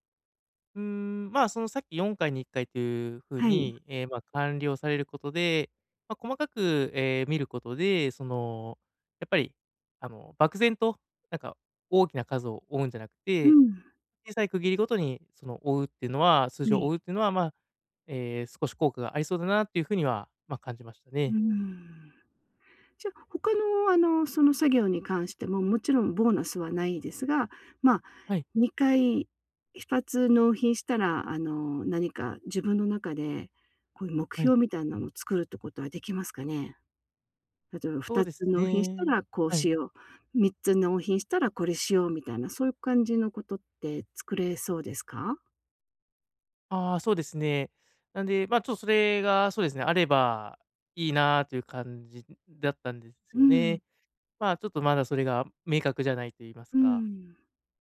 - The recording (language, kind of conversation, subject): Japanese, advice, 長くモチベーションを保ち、成功や進歩を記録し続けるにはどうすればよいですか？
- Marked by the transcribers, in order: none